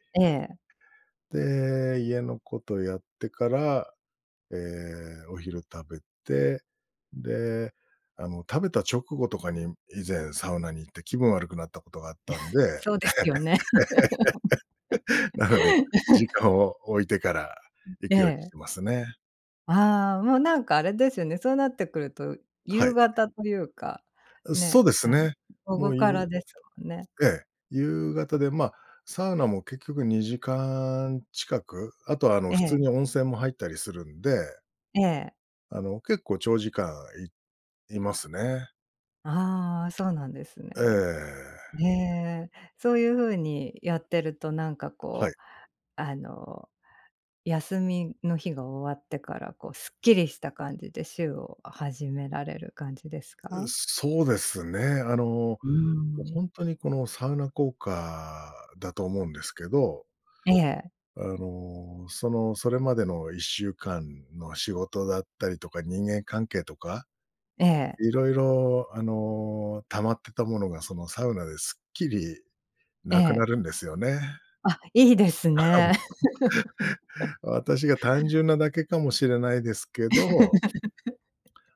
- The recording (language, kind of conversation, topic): Japanese, podcast, 休みの日はどんな風にリセットしてる？
- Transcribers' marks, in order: chuckle; laugh; laugh; laugh; laugh; other noise